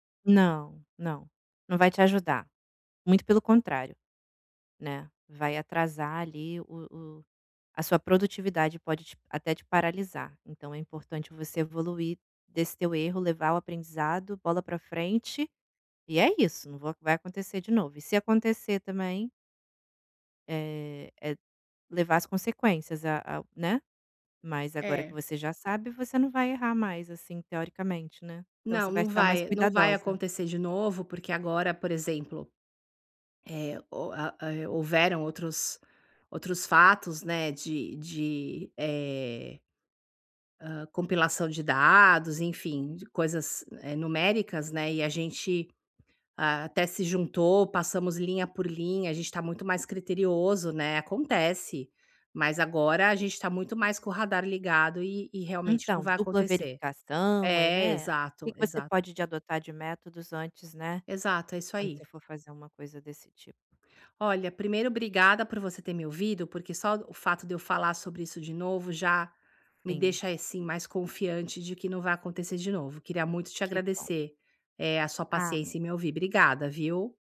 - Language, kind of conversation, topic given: Portuguese, advice, Como posso aprender com meus erros e contratempos sem desistir?
- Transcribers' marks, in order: tapping